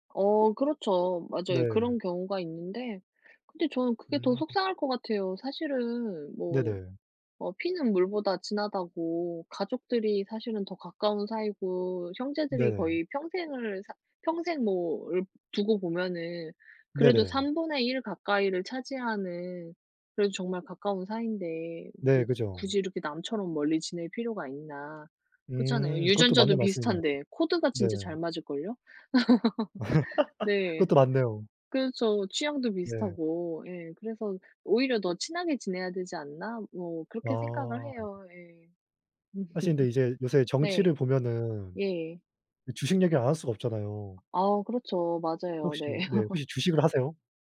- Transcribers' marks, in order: tapping; laugh; other background noise; laugh; laugh
- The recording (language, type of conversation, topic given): Korean, unstructured, 정치 이야기를 하면서 좋았던 경험이 있나요?